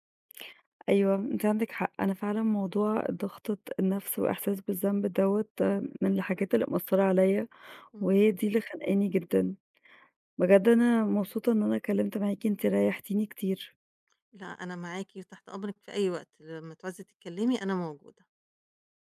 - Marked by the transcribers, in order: none
- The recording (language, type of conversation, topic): Arabic, advice, تأثير رعاية أحد الوالدين المسنين على الحياة الشخصية والمهنية